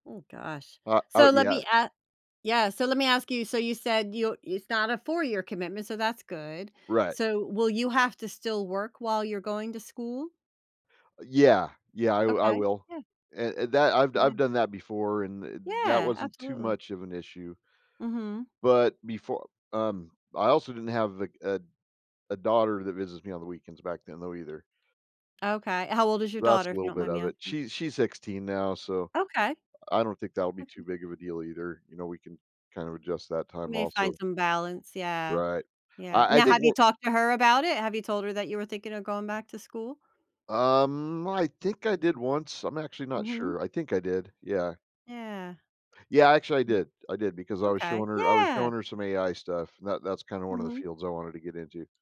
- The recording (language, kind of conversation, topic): English, advice, How should I decide between major life changes?
- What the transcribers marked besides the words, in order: tapping; other background noise; joyful: "yeah"